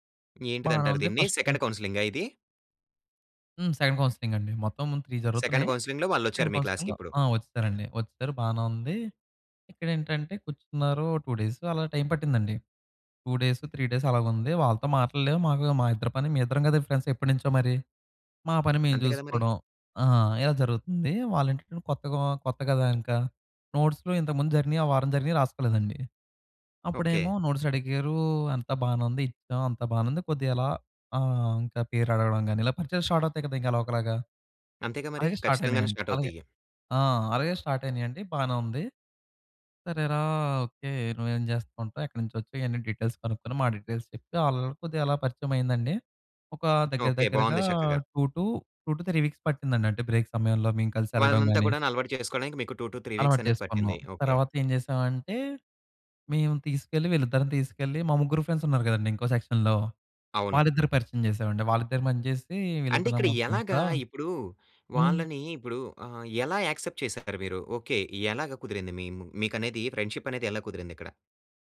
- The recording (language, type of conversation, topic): Telugu, podcast, ఒక కొత్త సభ్యుడిని జట్టులో ఎలా కలుపుకుంటారు?
- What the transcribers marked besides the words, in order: in English: "ఫస్ట్ డే"; in English: "సెకండ్"; in English: "సెకండ్ కౌన్సెలింగ్"; in English: "సెకండ్ కౌన్సెలింగ్‌లో"; in English: "త్రీ"; in English: "క్లాస్‌కిప్పుడు"; in English: "సెకండ్ కౌన్సెలింగ్‌లో"; in English: "టూ"; in English: "టూ డేస్, త్రీ డేస్"; in English: "ఫ్రెండ్స్"; in English: "నోట్స్‌లో"; in English: "నోట్స్"; in English: "స్టార్ట్"; in English: "స్టార్ట్"; in English: "స్టార్ట్"; in English: "డీటెయిల్స్"; in English: "డీటెయిల్స్"; in English: "బ్రేక్"; in English: "టూ టు త్రీ వీక్స్"; in English: "ఫ్రెండ్స్"; in English: "సెక్షన్‌లో"; in English: "ఫ్రెండ్స్"; in English: "యాక్సెప్ట్"; tapping; in English: "ఫ్రెండ్‌షిప్"